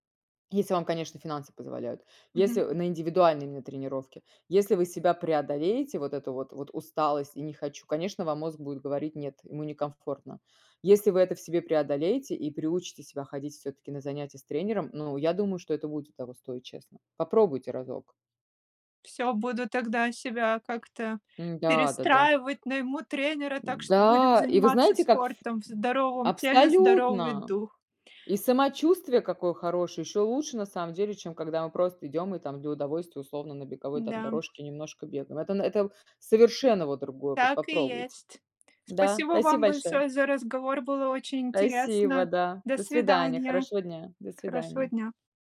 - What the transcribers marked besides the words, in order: swallow; other background noise; grunt; tapping; background speech
- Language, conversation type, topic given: Russian, unstructured, Как спорт влияет на наше настроение и общее самочувствие?